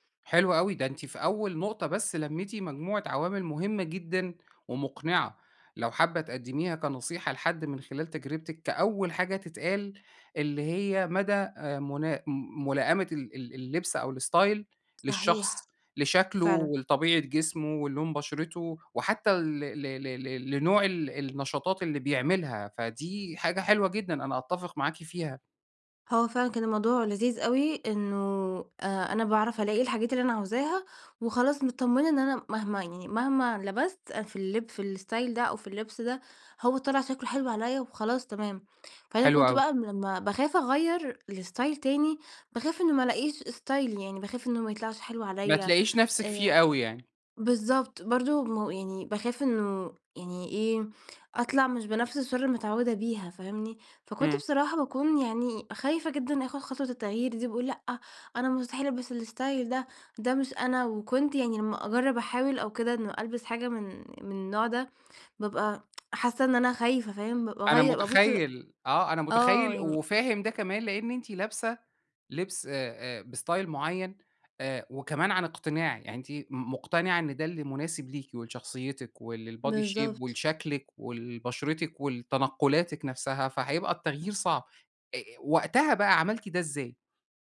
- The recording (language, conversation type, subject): Arabic, podcast, إيه نصيحتك للي عايز يغيّر ستايله بس خايف يجرّب؟
- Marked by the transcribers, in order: tapping; in English: "الاستايل"; in English: "الإستايل"; in English: "لإستايل"; in English: "إستايلي"; tsk; in English: "بإستايل"; in English: "body shape"